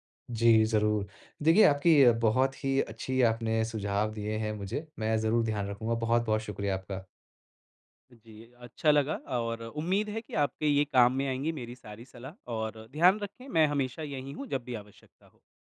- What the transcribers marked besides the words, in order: none
- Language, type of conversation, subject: Hindi, advice, नई नौकरी और अलग कामकाजी वातावरण में ढलने का आपका अनुभव कैसा रहा है?